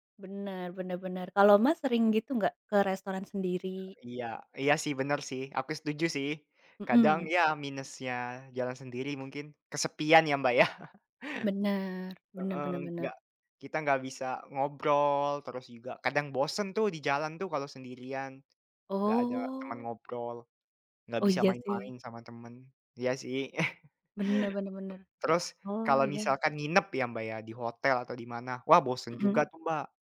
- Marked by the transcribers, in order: chuckle; drawn out: "Oh"; chuckle; other background noise
- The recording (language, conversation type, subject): Indonesian, unstructured, Kamu lebih suka jalan-jalan sendiri atau bersama teman?
- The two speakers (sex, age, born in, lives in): female, 20-24, Indonesia, United States; male, 20-24, Indonesia, Germany